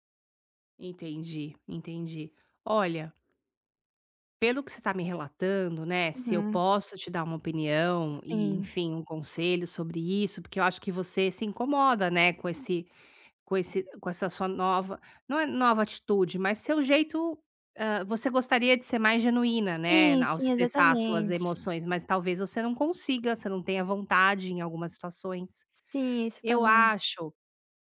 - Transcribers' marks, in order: tapping
- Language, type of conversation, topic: Portuguese, advice, Como posso começar a expressar emoções autênticas pela escrita ou pela arte?